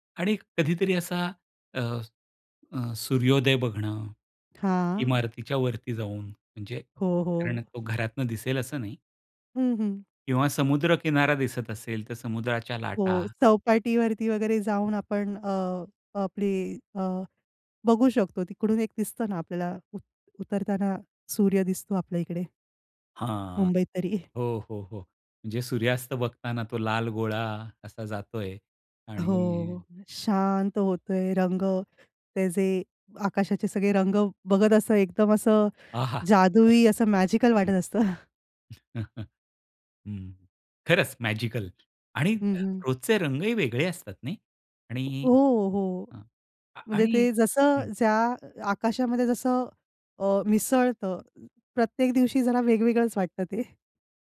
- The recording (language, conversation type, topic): Marathi, podcast, ध्यानासाठी शांत जागा उपलब्ध नसेल तर तुम्ही काय करता?
- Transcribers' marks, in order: tapping; other noise; in English: "मॅजिकल"; chuckle; laughing while speaking: "असतं"; in English: "मॅजिकल"